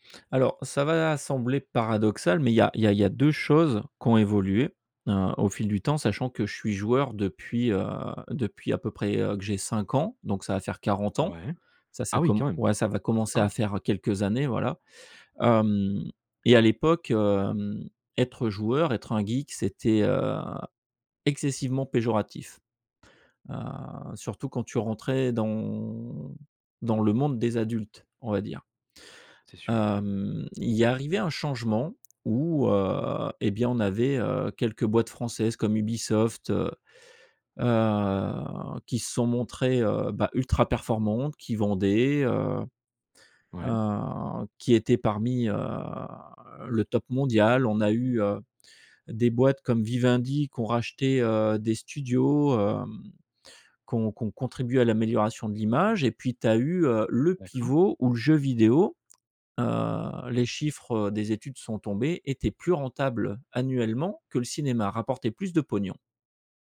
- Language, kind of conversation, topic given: French, podcast, Comment rester authentique lorsque vous exposez votre travail ?
- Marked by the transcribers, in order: surprised: "Ah oui quand même ! Ah ouais"; drawn out: "Hem"; drawn out: "heu"; drawn out: "heu"; drawn out: "heu"